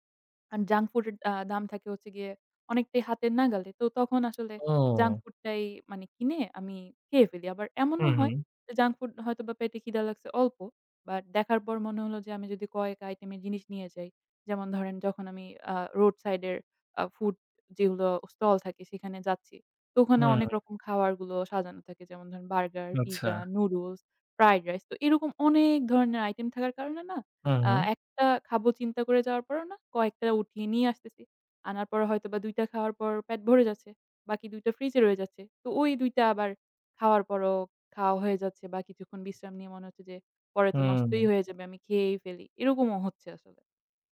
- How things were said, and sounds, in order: tapping
- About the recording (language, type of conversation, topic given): Bengali, advice, চিনি বা অস্বাস্থ্যকর খাবারের প্রবল লালসা কমাতে না পারা